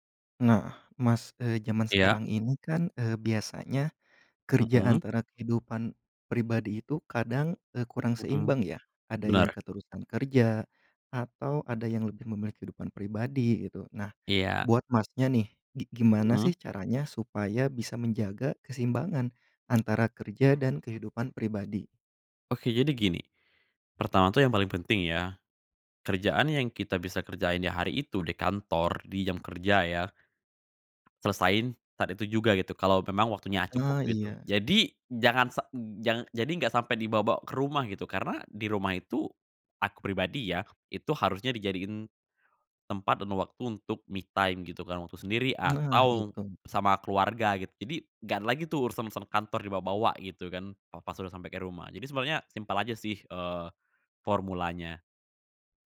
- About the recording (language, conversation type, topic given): Indonesian, podcast, Gimana kamu menjaga keseimbangan kerja dan kehidupan pribadi?
- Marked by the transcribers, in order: other background noise; in English: "me time"